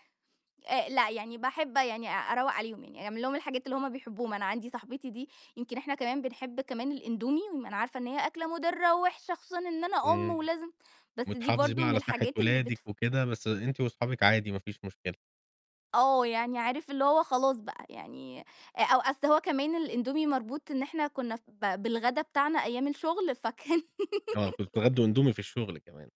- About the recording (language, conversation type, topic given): Arabic, podcast, إيه معنى اللمة بالنسبة لك، وبتحافظ عليها إزاي؟
- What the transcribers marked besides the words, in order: laugh; tapping